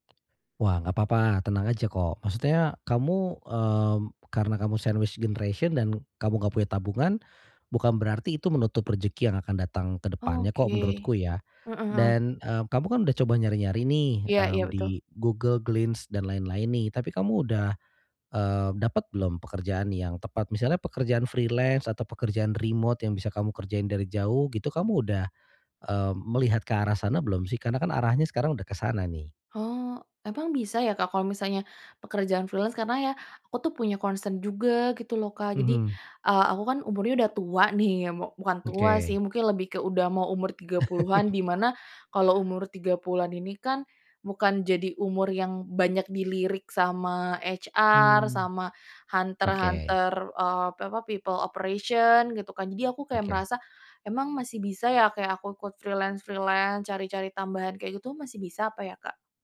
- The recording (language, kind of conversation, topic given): Indonesian, advice, Bagaimana perasaan Anda setelah kehilangan pekerjaan dan takut menghadapi masa depan?
- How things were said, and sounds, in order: tapping; in English: "sandwich generation"; in English: "freelance"; in English: "freelance?"; in English: "concern"; laugh; in English: "HR"; in English: "hunter-hunter"; in English: "people operation"; in English: "freelance-freelance"